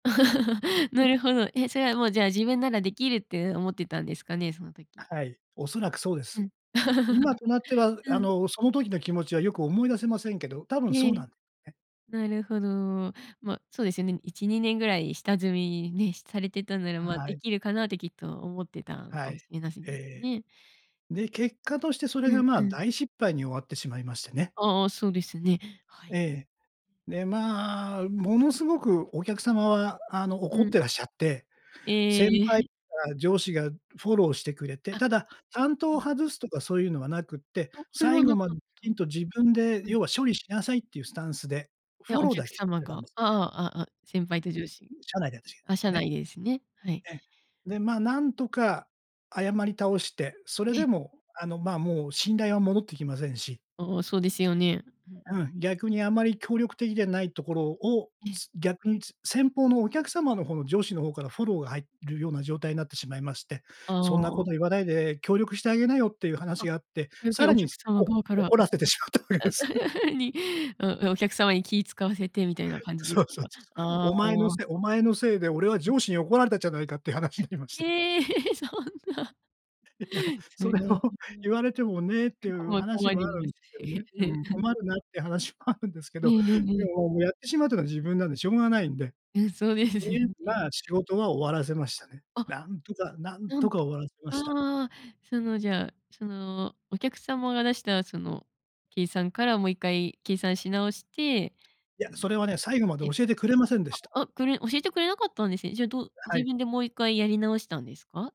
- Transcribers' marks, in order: chuckle; chuckle; tapping; unintelligible speech; laughing while speaking: "しまったわけです"; unintelligible speech; chuckle; laughing while speaking: "話になりまして"; laughing while speaking: "いやそれを"; unintelligible speech; laughing while speaking: "話もあるんですけど"
- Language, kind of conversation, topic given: Japanese, podcast, 人生で一番大きな失敗から、何を学びましたか？